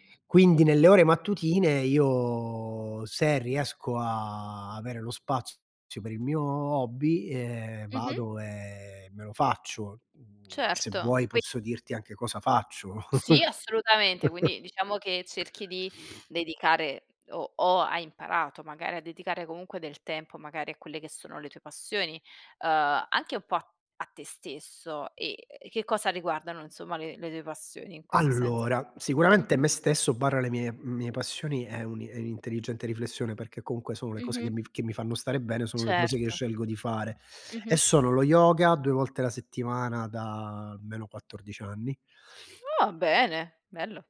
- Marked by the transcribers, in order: other background noise; drawn out: "io"; chuckle
- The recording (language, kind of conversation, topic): Italian, podcast, Come riesci a bilanciare i tuoi hobby con il lavoro e la famiglia?